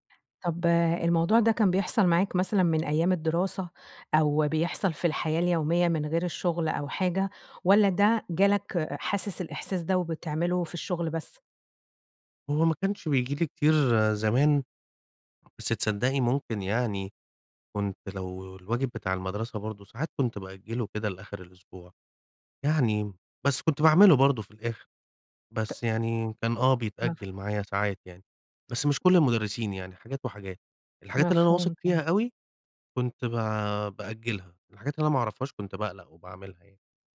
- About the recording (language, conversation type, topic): Arabic, advice, بتأجّل المهام المهمة على طول رغم إني ناوي أخلصها، أعمل إيه؟
- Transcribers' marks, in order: tapping